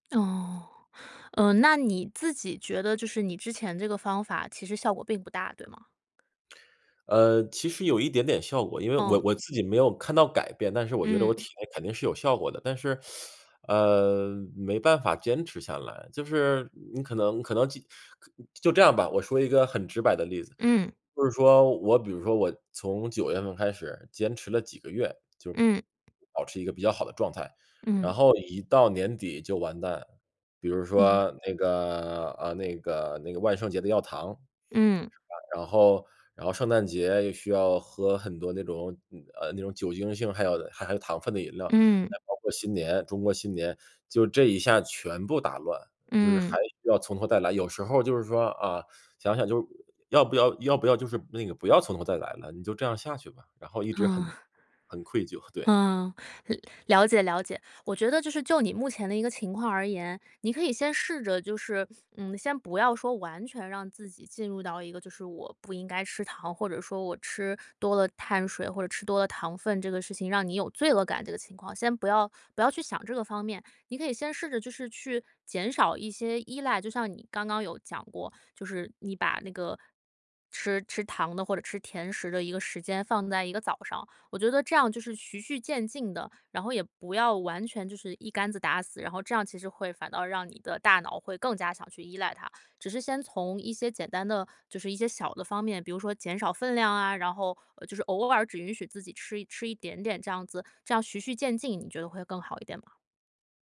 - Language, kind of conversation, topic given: Chinese, advice, 我想改掉坏习惯却总是反复复发，该怎么办？
- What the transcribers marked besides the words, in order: teeth sucking; other background noise; "循序渐进" said as "徐序渐进"; "循序渐进" said as "徐序渐进"